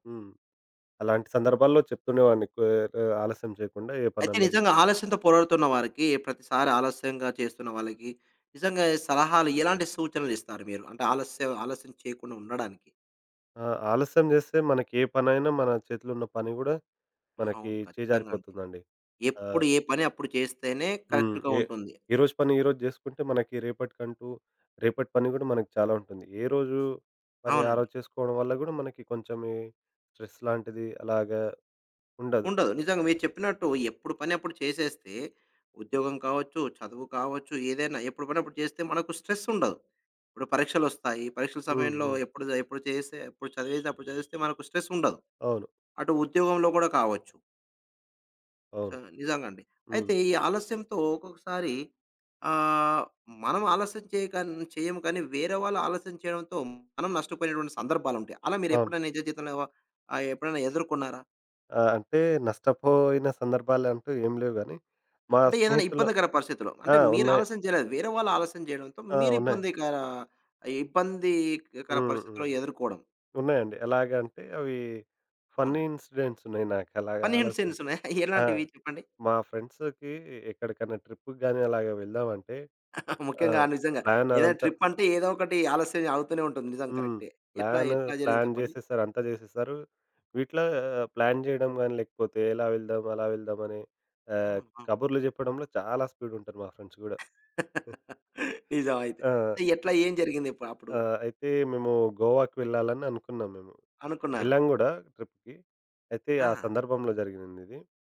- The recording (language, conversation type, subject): Telugu, podcast, ఆలస్యం చేస్తున్నవారికి మీరు ఏ సలహా ఇస్తారు?
- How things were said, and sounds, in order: in English: "కరెక్ట్‌గా"; other background noise; in English: "స్ట్రెస్"; in English: "ఫన్నీ ఇన్సిడెంట్స్"; in English: "ఫన్నీ"; laughing while speaking: "ఎలాంటివి"; in English: "ఫ్రెండ్స్‌కి"; in English: "ట్రిప్"; chuckle; in English: "ట్రిప్"; in English: "ప్లాన్"; in English: "ప్లాన్"; laugh; laughing while speaking: "నిజం అయితే"; in English: "ఫ్రెండ్స్"; in English: "ట్రిప్‌కి"